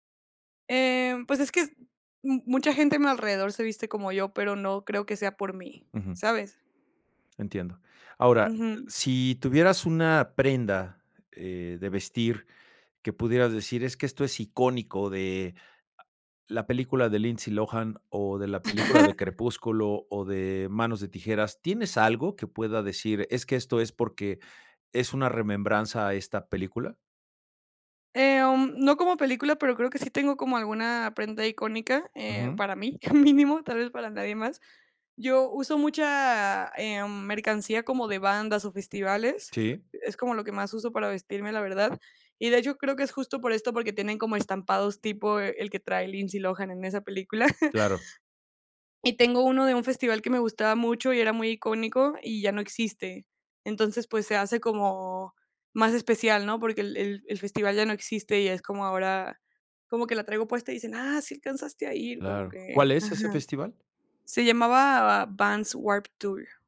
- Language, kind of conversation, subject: Spanish, podcast, ¿Qué película o serie te inspira a la hora de vestirte?
- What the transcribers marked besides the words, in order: chuckle; chuckle; chuckle